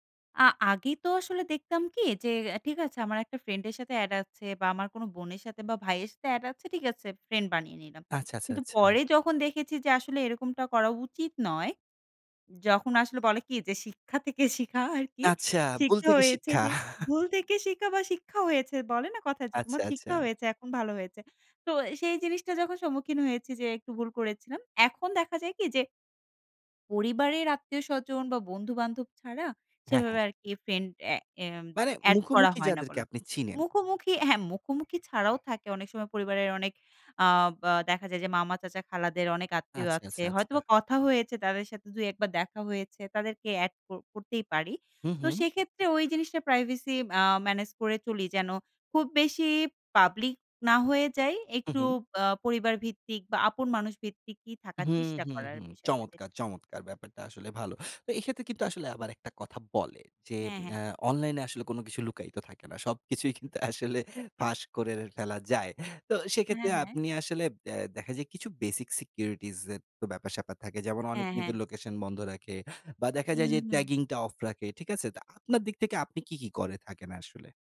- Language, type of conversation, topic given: Bengali, podcast, তুমি সোশ্যাল মিডিয়ায় নিজের গোপনীয়তা কীভাবে নিয়ন্ত্রণ করো?
- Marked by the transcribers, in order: chuckle; tapping; other background noise; in English: "basic securities"; in English: "tagging"